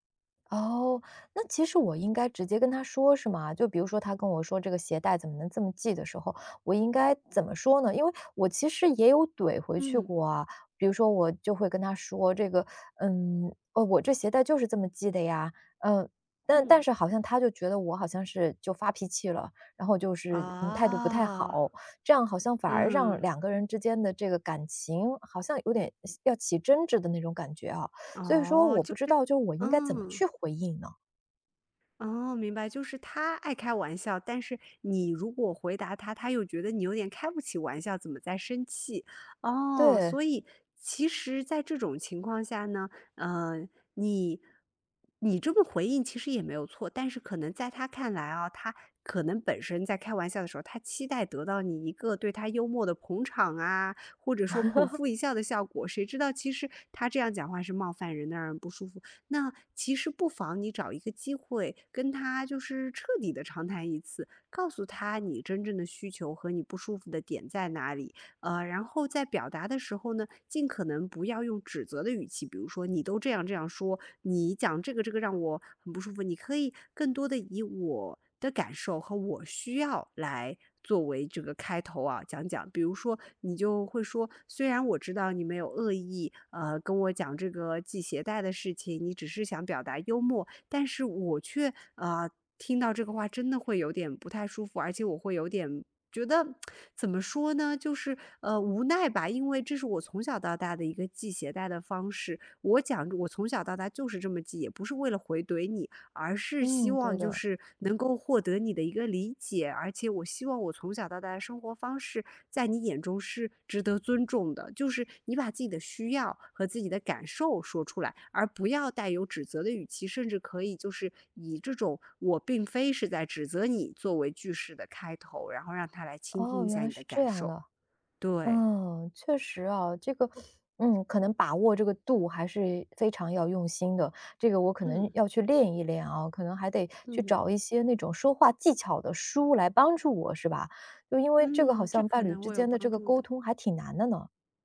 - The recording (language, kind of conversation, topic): Chinese, advice, 当伴侣经常挑剔你的生活习惯让你感到受伤时，你该怎么沟通和处理？
- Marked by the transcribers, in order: drawn out: "啊"; laugh; other background noise; tsk